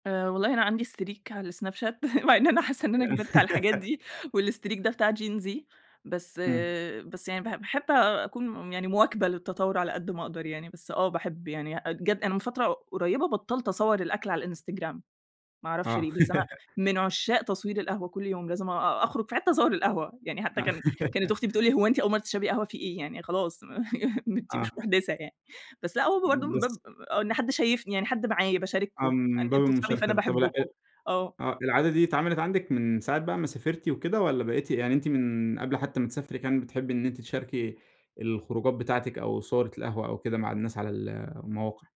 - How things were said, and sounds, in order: in English: "استريك"; laughing while speaking: "مع إن أنا حاسة إن أنا كبرت على الحاجات دي"; giggle; in English: "والستريك"; giggle; giggle; chuckle
- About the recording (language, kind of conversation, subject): Arabic, podcast, إمتى بتقرر تبعت رسالة صوتية وإمتى تكتب رسالة؟